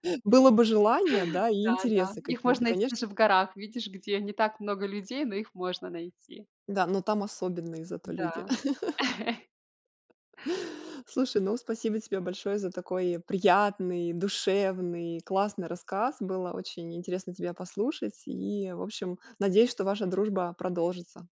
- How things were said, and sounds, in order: chuckle; tapping; chuckle
- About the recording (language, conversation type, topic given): Russian, podcast, Встречал ли ты когда-нибудь попутчика, который со временем стал твоим другом?